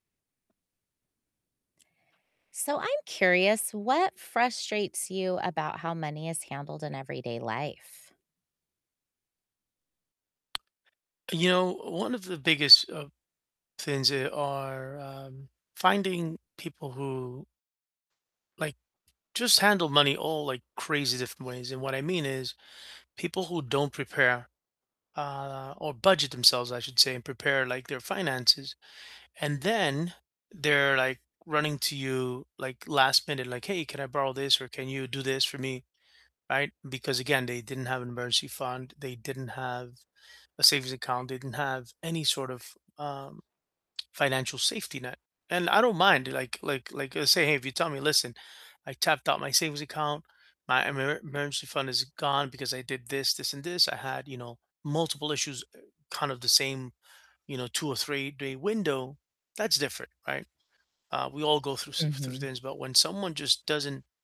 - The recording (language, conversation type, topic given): English, unstructured, What frustrates you most about how people handle money in everyday life?
- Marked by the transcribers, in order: other background noise; static; tapping; other animal sound